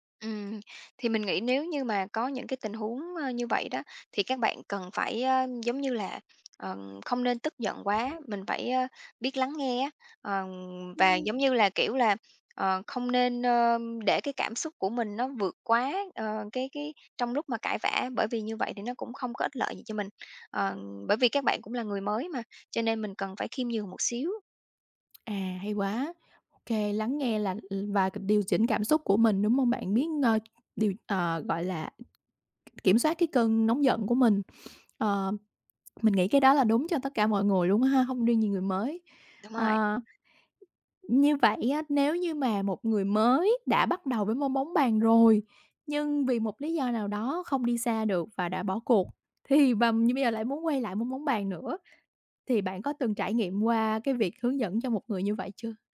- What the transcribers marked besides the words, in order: tapping; other background noise; other noise
- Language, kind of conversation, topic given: Vietnamese, podcast, Bạn có mẹo nào dành cho người mới bắt đầu không?